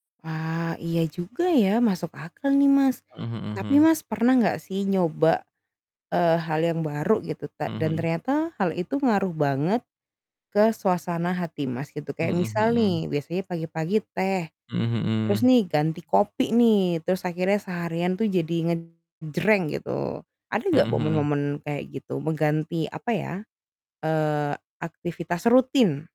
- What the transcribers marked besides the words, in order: mechanical hum; other background noise; distorted speech
- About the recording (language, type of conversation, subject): Indonesian, unstructured, Apa kebiasaan kecil yang membuat harimu lebih bahagia?